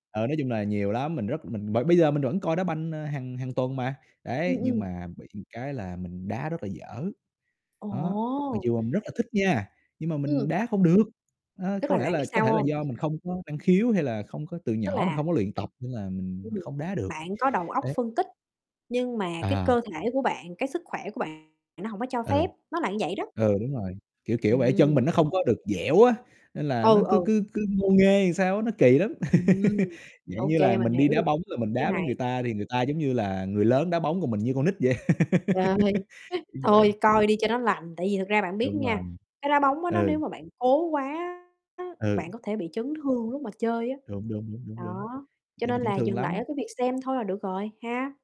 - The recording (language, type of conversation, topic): Vietnamese, unstructured, Bạn cảm thấy thế nào khi tìm ra một sở thích phù hợp với mình?
- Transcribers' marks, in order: tapping; other background noise; static; "bạn" said as "lạn"; distorted speech; laugh; chuckle; laugh